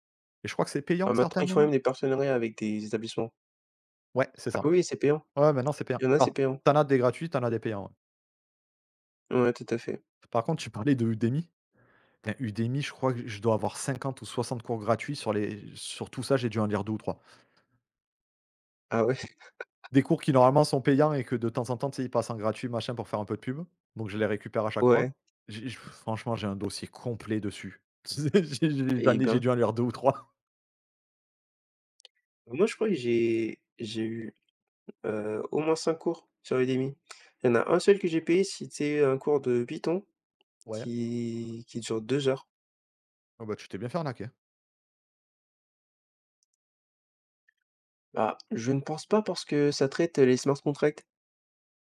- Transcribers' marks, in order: laugh; blowing; chuckle; tapping
- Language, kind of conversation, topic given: French, unstructured, Comment la technologie change-t-elle notre façon d’apprendre aujourd’hui ?